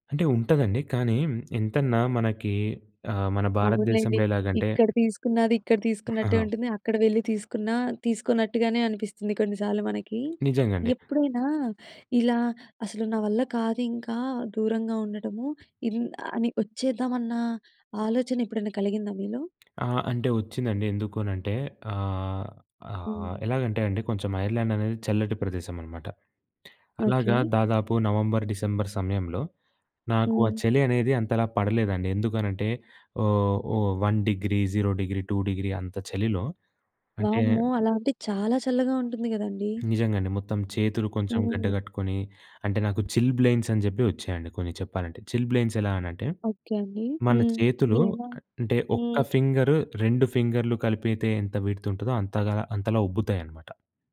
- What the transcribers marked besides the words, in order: in English: "వన్ డిగ్రీ, జీరో డిగ్రీ, టూ డిగ్రీ"; stressed: "చాలా"; in English: "చిల్‌బ్లెయిన్స్"; in English: "చిల్‌బ్లెయిన్స్"; in English: "ఫింగర్"; in English: "విడ్త్"
- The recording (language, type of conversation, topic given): Telugu, podcast, వలస వెళ్లినప్పుడు మీరు ఏదైనా కోల్పోయినట్టుగా అనిపించిందా?